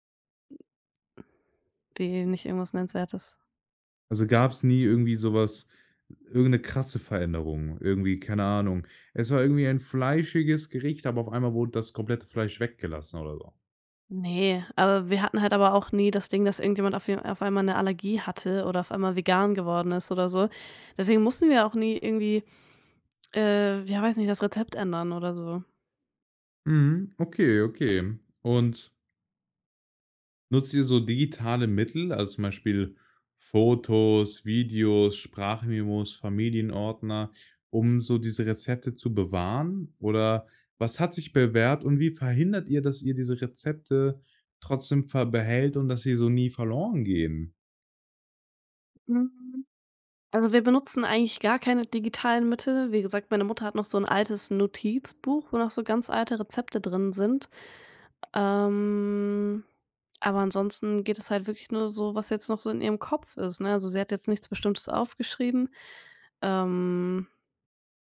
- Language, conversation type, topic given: German, podcast, Wie gebt ihr Familienrezepte und Kochwissen in eurer Familie weiter?
- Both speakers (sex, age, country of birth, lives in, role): female, 20-24, Germany, Germany, guest; male, 18-19, Germany, Germany, host
- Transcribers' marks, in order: other noise; drawn out: "Ähm"